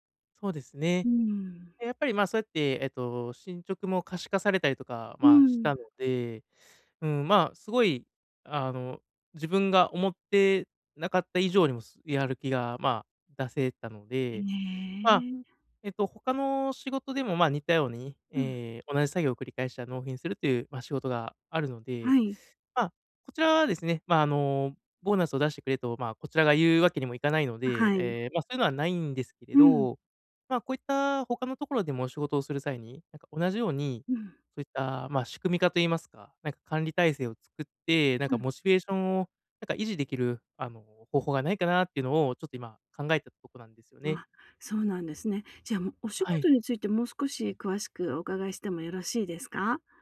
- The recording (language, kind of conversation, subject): Japanese, advice, 長くモチベーションを保ち、成功や進歩を記録し続けるにはどうすればよいですか？
- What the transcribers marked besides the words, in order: none